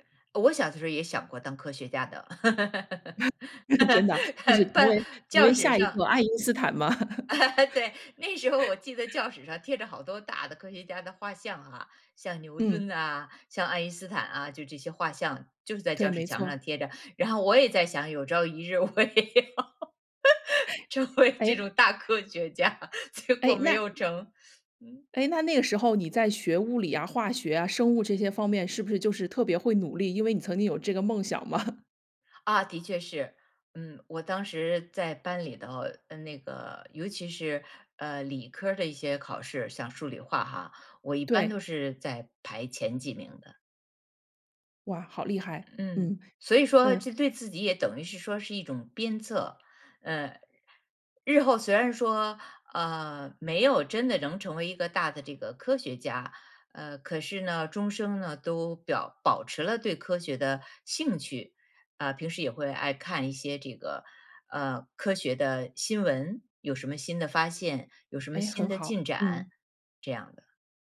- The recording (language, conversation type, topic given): Chinese, podcast, 你觉得成功一定要高薪吗？
- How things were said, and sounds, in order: laugh; laughing while speaking: "真的"; laugh; joyful: "班 教室上"; laugh; laughing while speaking: "爱因斯坦吗？"; joyful: "对，那时候我记得教室上"; laugh; chuckle; laughing while speaking: "我也要，成为这种大科学家，结果没有成。嗯"; laughing while speaking: "嘛"